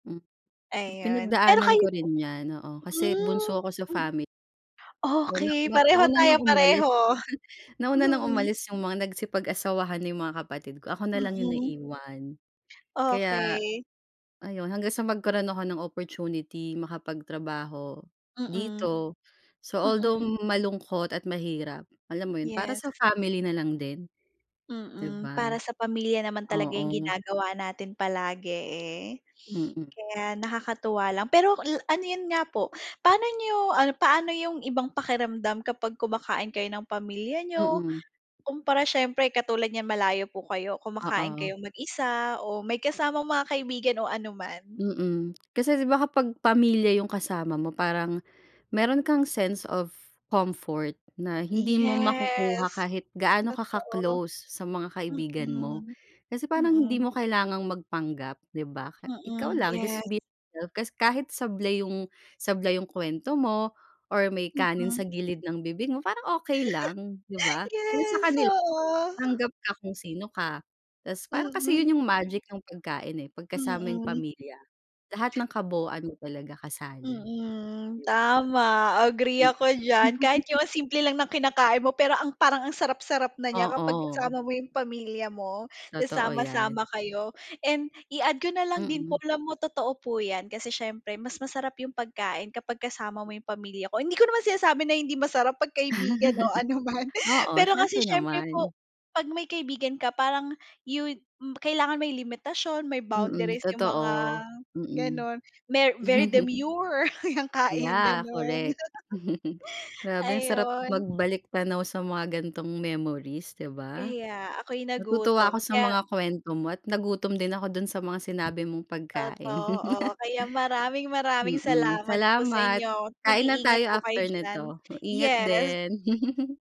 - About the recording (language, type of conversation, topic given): Filipino, unstructured, Ano ang pinaka-memorable mong kainan kasama ang pamilya?
- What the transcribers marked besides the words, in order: other background noise; laugh; laugh; laugh; chuckle; laughing while speaking: "ano man"; chuckle; chuckle; wind; chuckle; chuckle